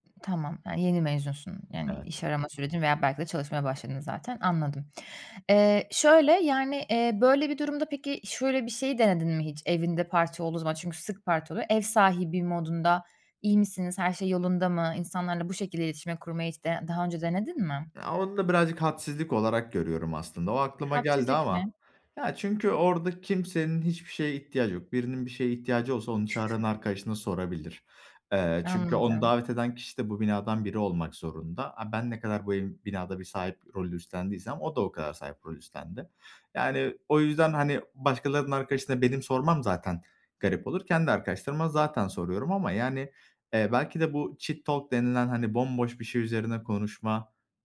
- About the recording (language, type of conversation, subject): Turkish, advice, Kutlamalarda kendimi yalnız ve dışlanmış hissettiğimde ne yapmalıyım?
- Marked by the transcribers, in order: other background noise; chuckle; in English: "cheat talk"